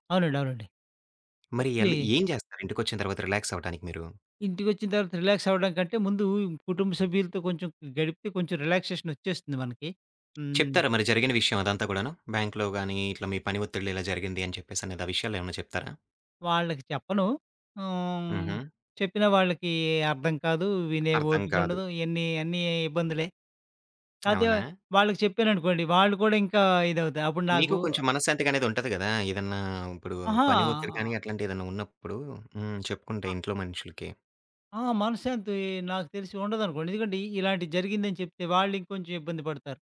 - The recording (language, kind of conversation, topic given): Telugu, podcast, ఒక కష్టమైన రోజు తర్వాత నువ్వు రిలాక్స్ అవడానికి ఏం చేస్తావు?
- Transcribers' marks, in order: other background noise; tapping; in English: "బ్యాంక్‌లో"